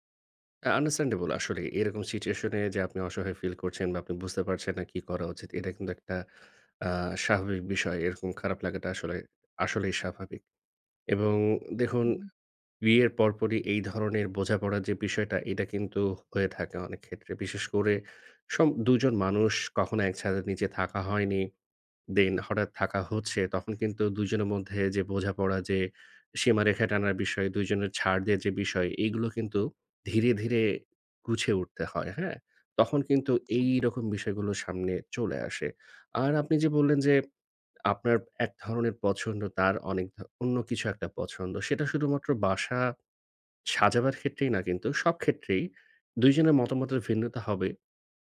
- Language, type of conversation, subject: Bengali, advice, মিনিমালিজম অনুসরণ করতে চাই, কিন্তু পরিবার/সঙ্গী সমর্থন করে না
- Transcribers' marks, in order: in English: "understandable"; in English: "situation"